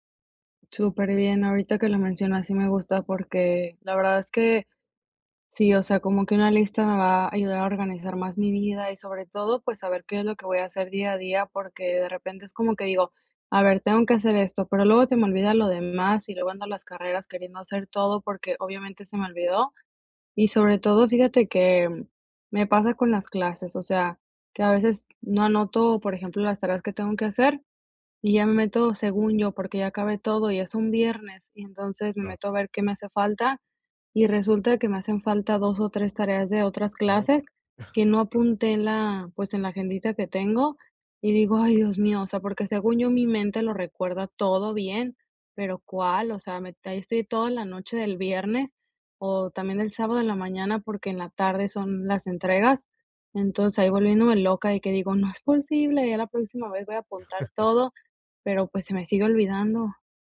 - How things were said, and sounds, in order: other noise; tapping; chuckle; other background noise; chuckle
- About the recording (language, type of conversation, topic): Spanish, advice, ¿Cómo puedo organizarme mejor cuando siento que el tiempo no me alcanza para mis hobbies y mis responsabilidades diarias?